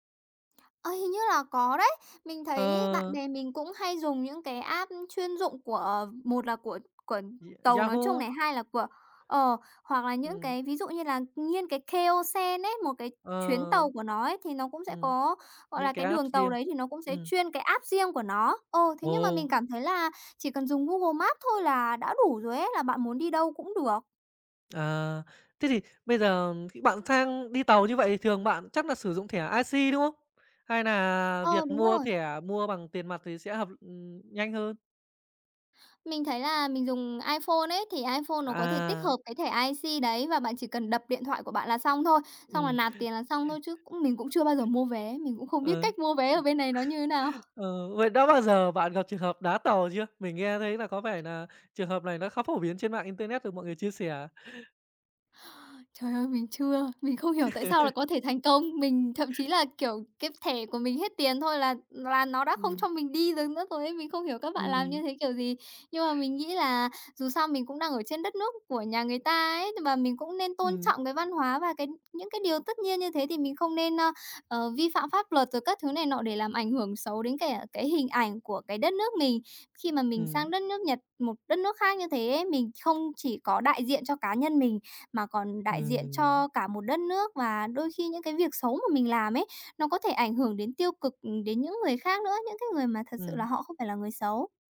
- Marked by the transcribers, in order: other background noise; in English: "app"; in English: "app"; in English: "app"; in English: "I-C"; in English: "I-C"; tapping; laugh
- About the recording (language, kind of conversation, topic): Vietnamese, podcast, Bạn có thể kể về một lần bạn bất ngờ trước văn hóa địa phương không?